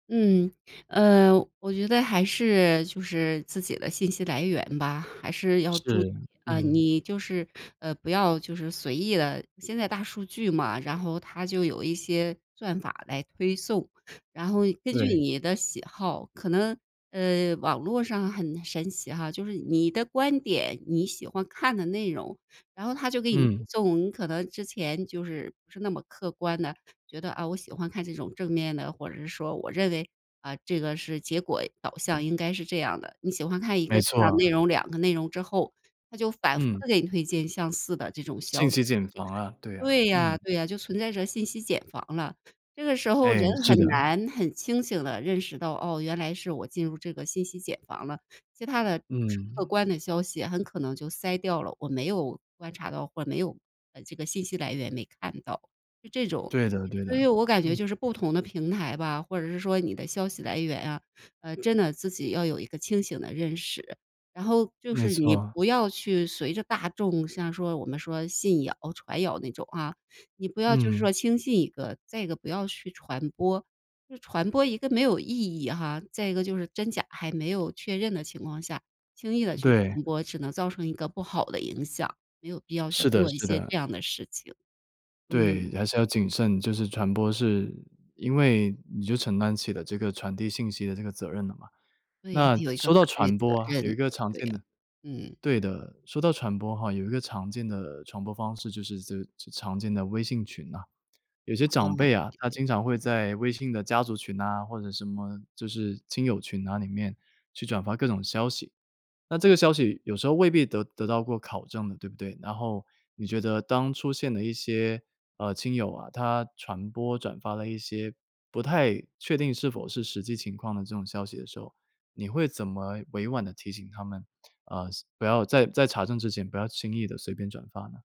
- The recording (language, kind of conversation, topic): Chinese, podcast, 你如何判断一条网络消息是否可靠？
- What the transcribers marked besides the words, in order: "则" said as "这"